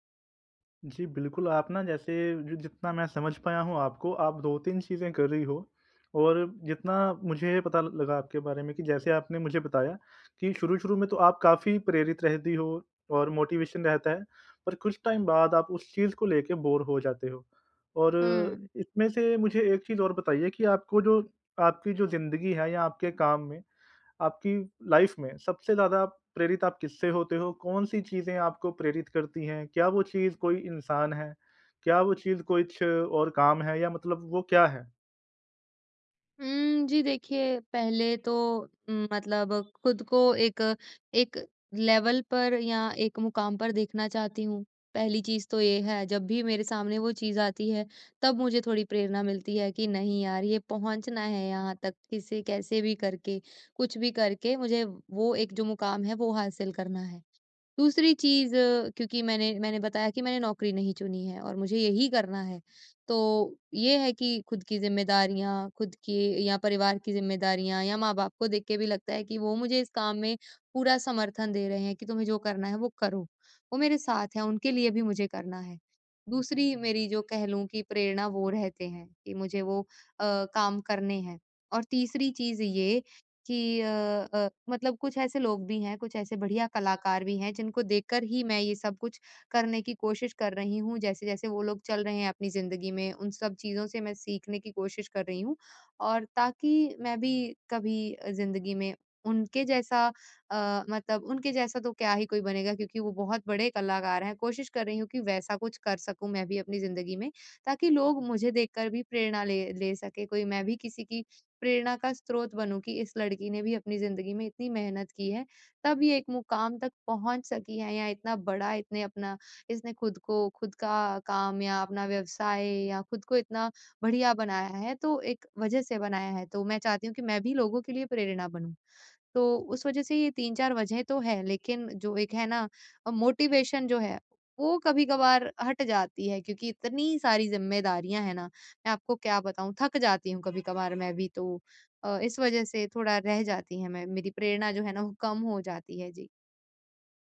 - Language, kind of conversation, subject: Hindi, advice, मैं अपनी प्रगति की समीक्षा कैसे करूँ और प्रेरित कैसे बना रहूँ?
- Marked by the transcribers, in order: in English: "मोटिवेशन"; in English: "टाइम"; in English: "लाइफ़"; in English: "लेवल"; in English: "मोटिवेशन"; horn